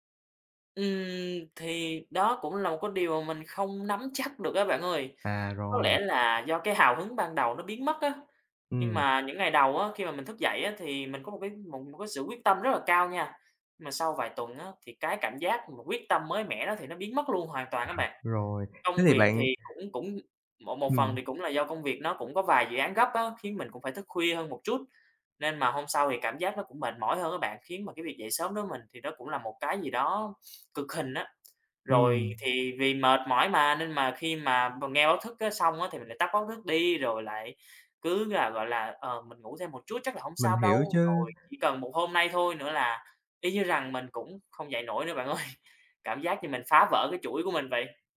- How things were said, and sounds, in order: laughing while speaking: "chắc"; tapping; laugh; laughing while speaking: "bạn ơi"
- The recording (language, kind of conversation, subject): Vietnamese, advice, Tại sao tôi lại mất động lực sau vài tuần duy trì một thói quen, và làm sao để giữ được lâu dài?